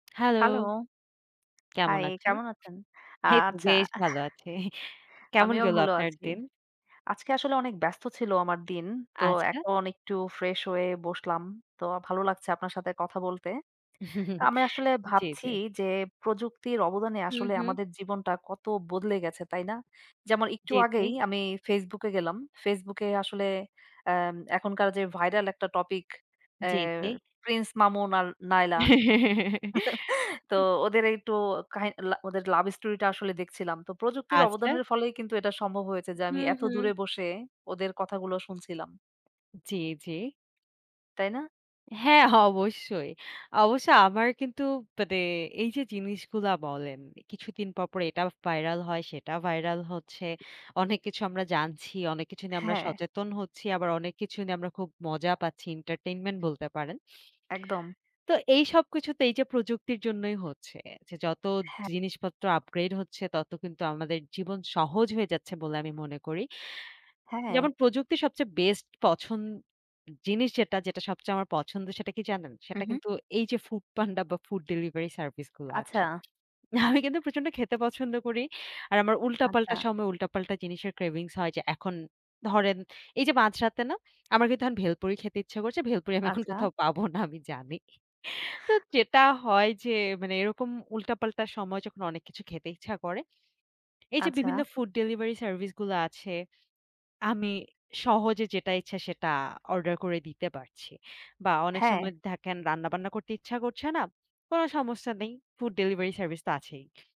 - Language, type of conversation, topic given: Bengali, unstructured, আপনার মনে হয় প্রযুক্তি কীভাবে আপনার দৈনন্দিন জীবন বদলে দিয়েছে?
- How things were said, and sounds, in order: chuckle; chuckle; chuckle; laugh; tapping; in English: "entertainment"; sniff; in English: "upgrade"; inhale; in English: "cravings"; laughing while speaking: "কোথাও পাবো না আমি জানি"; inhale; chuckle